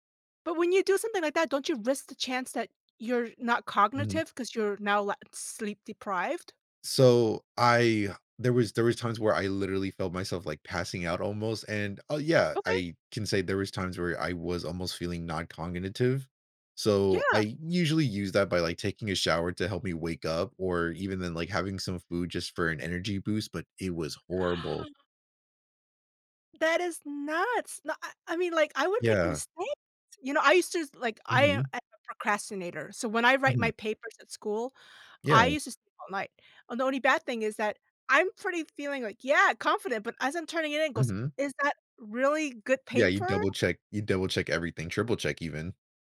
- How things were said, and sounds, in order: "noncognitive" said as "cogninative"; gasp; surprised: "That is nuts. No I I mean, like, I would make mistakes"; tapping
- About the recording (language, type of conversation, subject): English, unstructured, How can I keep my sleep and workouts on track while traveling?